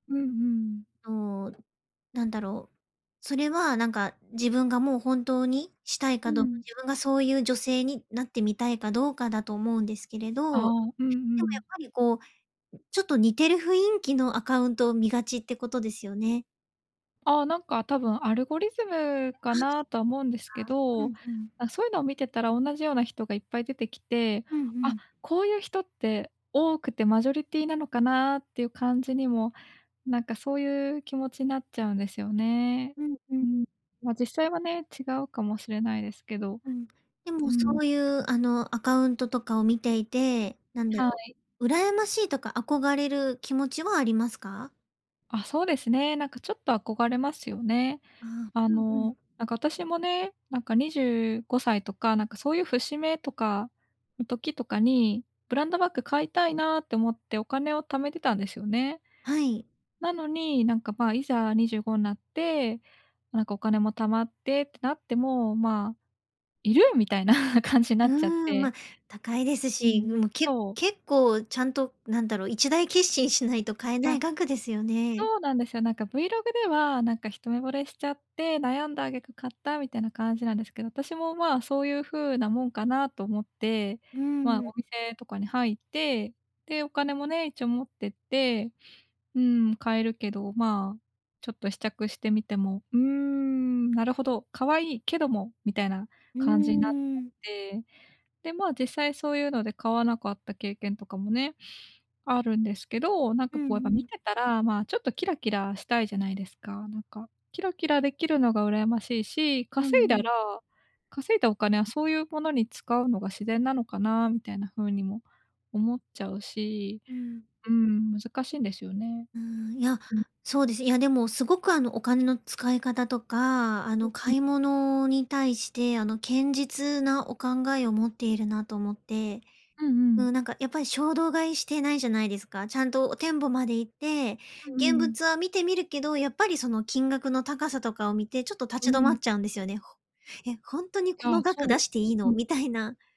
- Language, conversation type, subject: Japanese, advice, 他人と比べて物を買いたくなる気持ちをどうすればやめられますか？
- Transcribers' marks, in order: other background noise; other noise; unintelligible speech; laughing while speaking: "みたいな感じに"; unintelligible speech